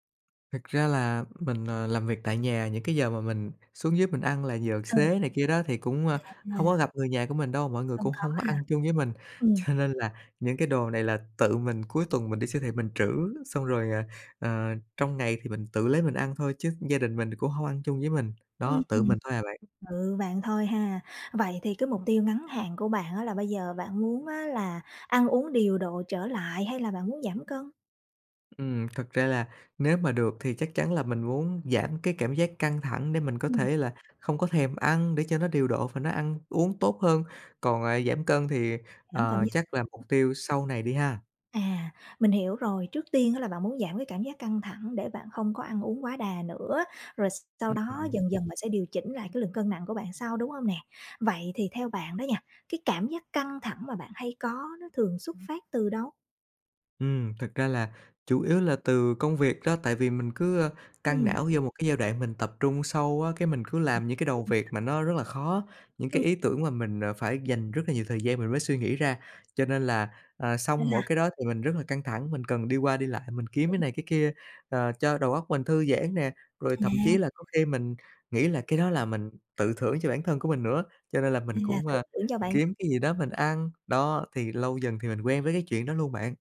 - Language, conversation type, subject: Vietnamese, advice, Bạn thường ăn theo cảm xúc như thế nào khi buồn hoặc căng thẳng?
- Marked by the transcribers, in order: laughing while speaking: "Cho"; tapping